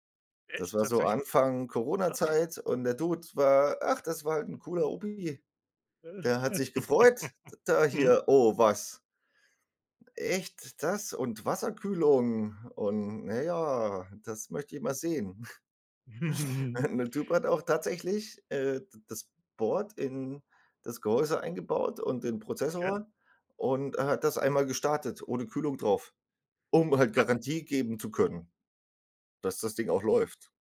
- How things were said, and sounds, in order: tapping; in English: "Dude"; chuckle; snort; chuckle
- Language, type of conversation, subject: German, unstructured, Hast du ein Hobby, das dich richtig begeistert?